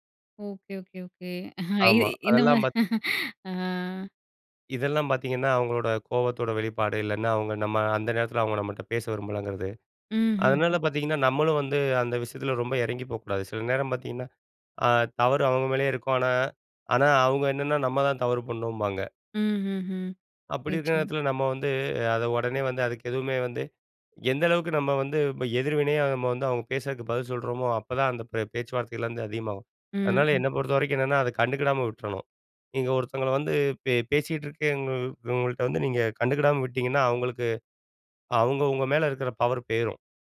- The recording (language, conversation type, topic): Tamil, podcast, மற்றவரின் உணர்வுகளை நீங்கள் எப்படிப் புரிந்துகொள்கிறீர்கள்?
- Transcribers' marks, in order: laughing while speaking: "இ இந்த மாரி. ஆ"; unintelligible speech